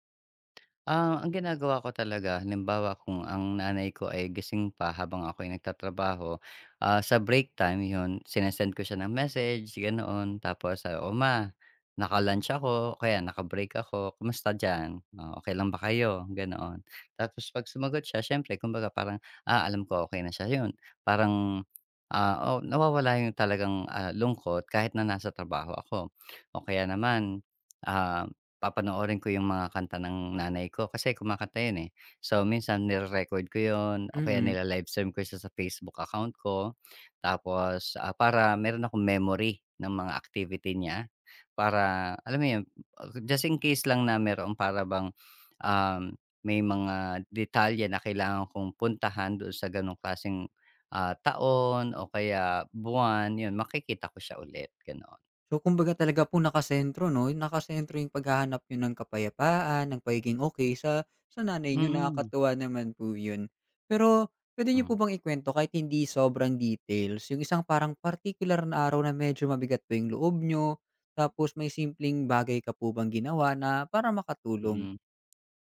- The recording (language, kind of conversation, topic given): Filipino, podcast, Anong maliit na gawain ang nakapagpapagaan sa lungkot na nararamdaman mo?
- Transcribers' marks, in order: tapping; lip smack